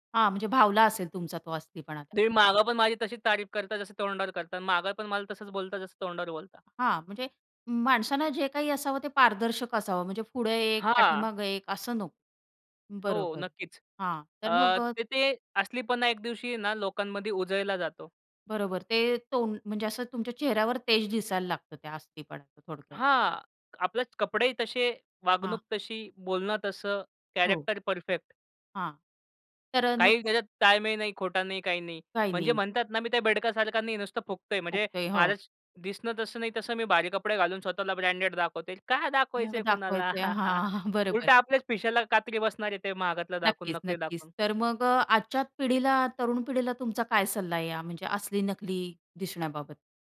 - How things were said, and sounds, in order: other background noise; tapping; in English: "कॅरेक्टर परफेक्ट"; laughing while speaking: "हां हां"; chuckle
- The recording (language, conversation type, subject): Marathi, podcast, तुमच्यासाठी अस्सल दिसणे म्हणजे काय?